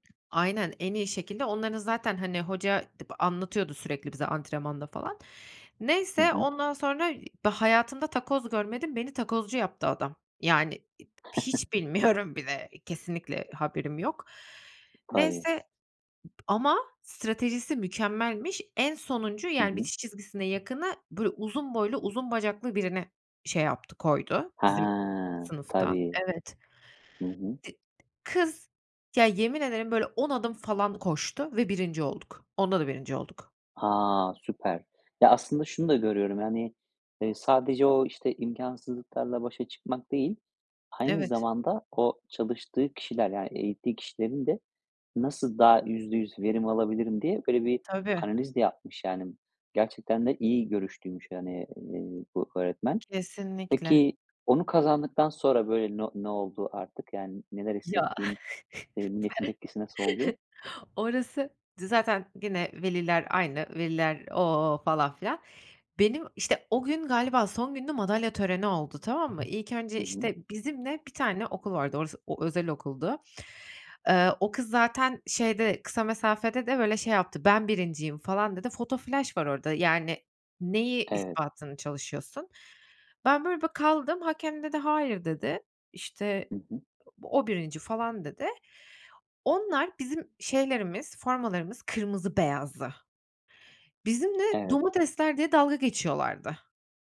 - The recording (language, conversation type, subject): Turkish, podcast, Bir öğretmen seni en çok nasıl etkiler?
- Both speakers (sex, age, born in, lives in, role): female, 30-34, Turkey, Netherlands, guest; male, 35-39, Turkey, Spain, host
- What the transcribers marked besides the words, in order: other background noise; chuckle; laughing while speaking: "bilmiyorum bile"; tapping; chuckle; unintelligible speech